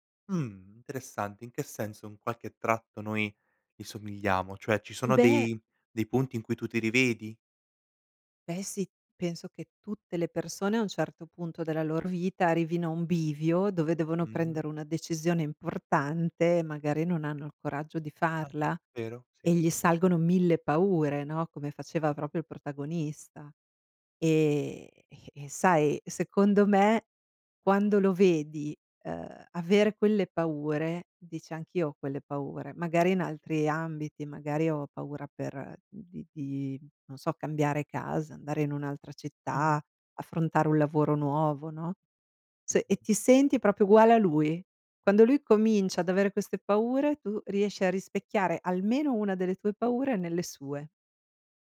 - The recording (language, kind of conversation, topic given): Italian, podcast, Quale film ti fa tornare subito indietro nel tempo?
- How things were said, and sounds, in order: none